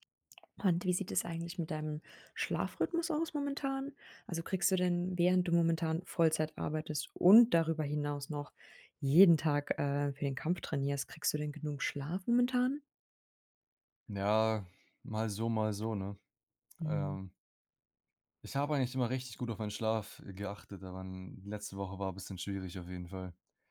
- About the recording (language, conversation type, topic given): German, advice, Wie bemerkst du bei dir Anzeichen von Übertraining und mangelnder Erholung, zum Beispiel an anhaltender Müdigkeit?
- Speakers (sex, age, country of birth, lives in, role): female, 30-34, Ukraine, Germany, advisor; male, 20-24, Germany, Germany, user
- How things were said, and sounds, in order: stressed: "und"; stressed: "jeden"